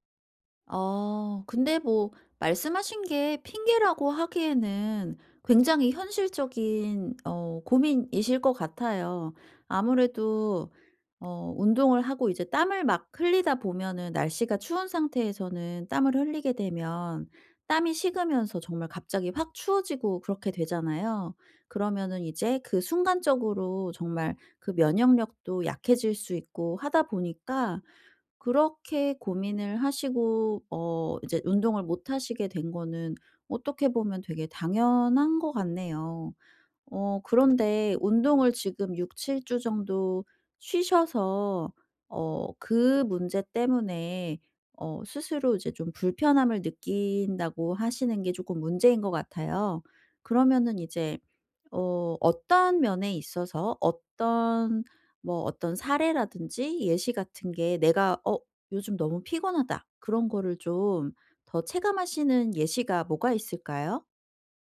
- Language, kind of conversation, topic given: Korean, advice, 피로 신호를 어떻게 알아차리고 예방할 수 있나요?
- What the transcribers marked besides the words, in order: other background noise; tapping